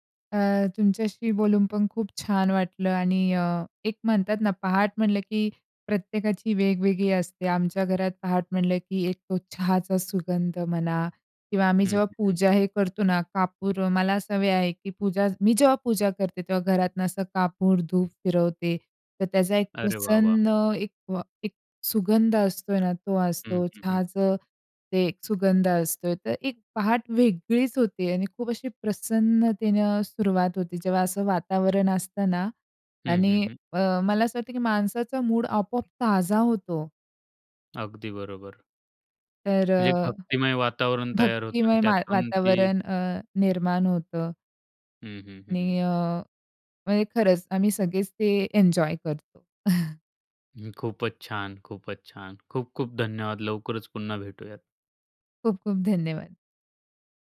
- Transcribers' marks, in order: tapping; other background noise; chuckle
- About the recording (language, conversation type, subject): Marathi, podcast, तुझ्या घरी सकाळची परंपरा कशी असते?